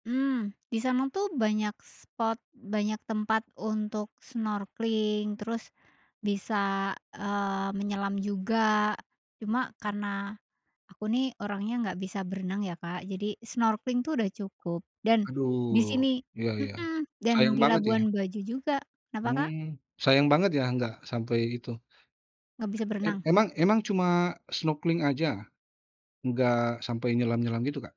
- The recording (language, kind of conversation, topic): Indonesian, podcast, Apa yang kamu pelajari tentang waktu dari menyaksikan matahari terbit?
- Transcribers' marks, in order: none